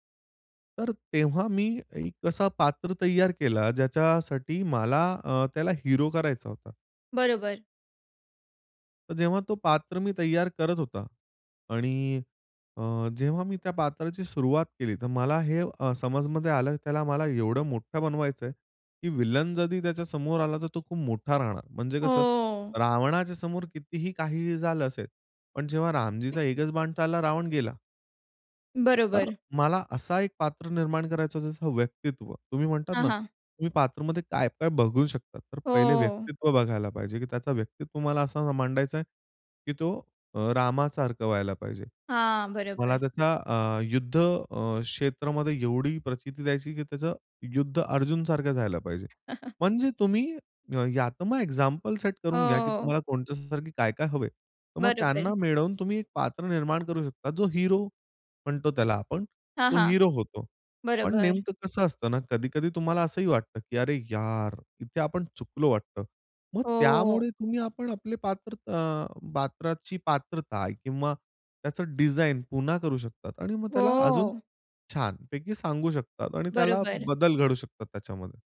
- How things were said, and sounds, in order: other background noise; laugh
- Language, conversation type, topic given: Marathi, podcast, पात्र तयार करताना सर्वात आधी तुमच्या मनात कोणता विचार येतो?